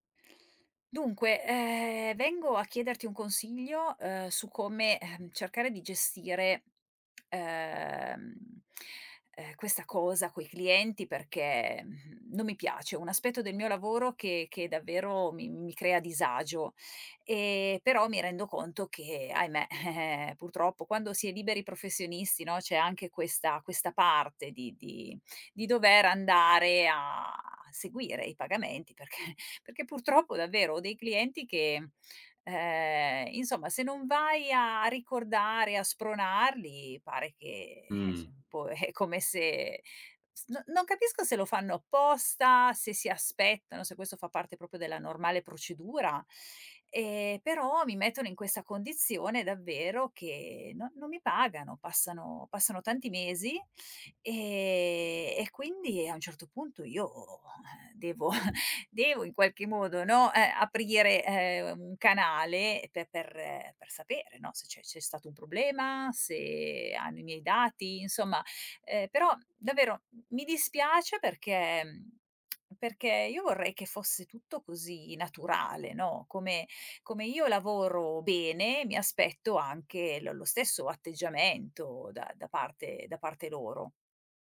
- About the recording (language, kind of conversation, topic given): Italian, advice, Come posso superare l’imbarazzo nel monetizzare o nel chiedere il pagamento ai clienti?
- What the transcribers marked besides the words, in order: drawn out: "ehm"; exhale; tongue click; drawn out: "ehm"; drawn out: "a"; drawn out: "ehm"; drawn out: "ehm"; exhale; chuckle; drawn out: "se"; tongue click